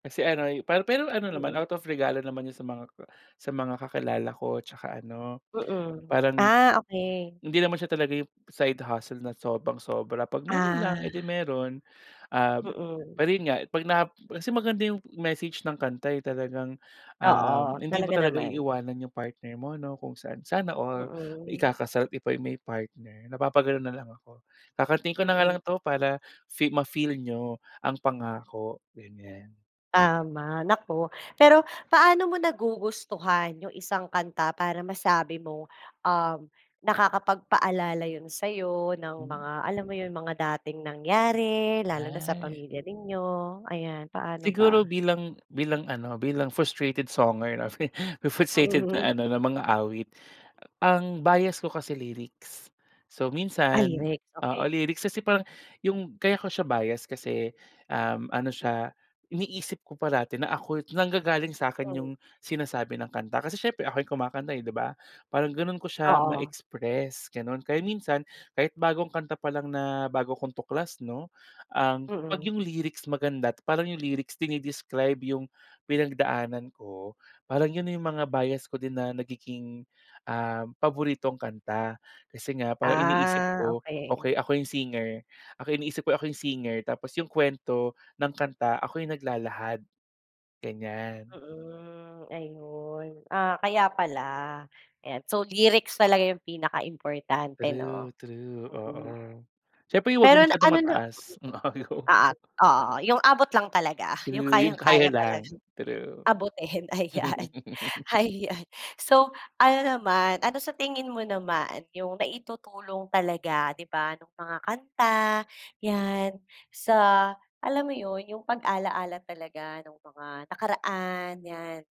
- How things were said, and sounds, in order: tapping; other background noise; chuckle; laughing while speaking: "frustrated"; laugh; laughing while speaking: "Um, ayaw ko"; laughing while speaking: "yung"; laughing while speaking: "ayan, ayan"; chuckle
- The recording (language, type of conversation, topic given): Filipino, podcast, May kanta ba na agad nagpapabalik sa’yo ng mga alaala ng pamilya mo?